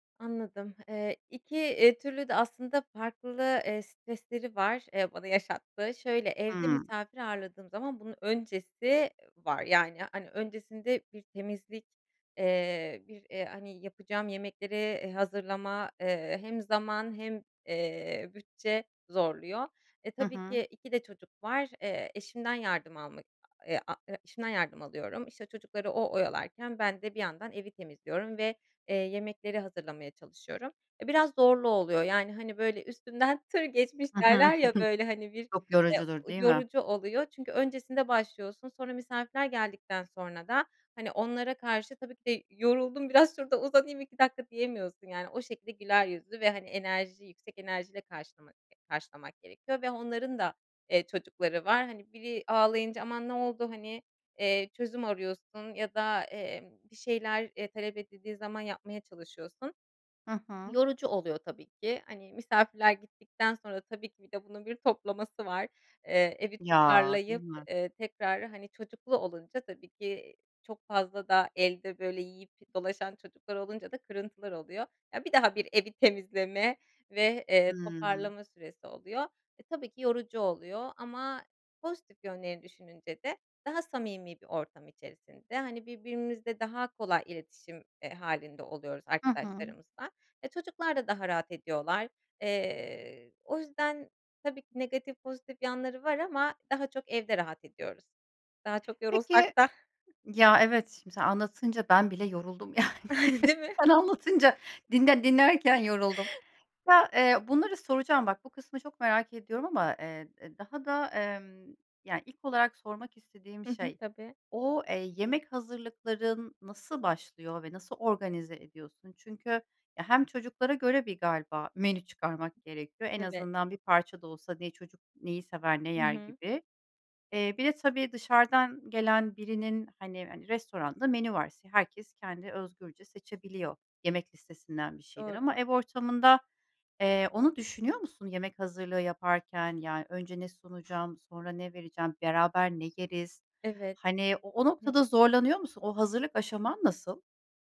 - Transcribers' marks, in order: laughing while speaking: "bana yaşattığı"; laughing while speaking: "tır geçmiş derler ya, böyle hani bir"; laughing while speaking: "biraz şurada uzanayım iki dakika diyemiyorsun"; laughing while speaking: "bunun bir toplaması var"; drawn out: "Ya"; laughing while speaking: "yorulsak da"; chuckle; laughing while speaking: "yani. Sen anlatınca dinle dinlerken yoruldum"; chuckle; laughing while speaking: "Değil mi?"; other background noise; other noise
- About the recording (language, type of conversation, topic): Turkish, podcast, Bütçe kısıtlıysa kutlama yemeğini nasıl hazırlarsın?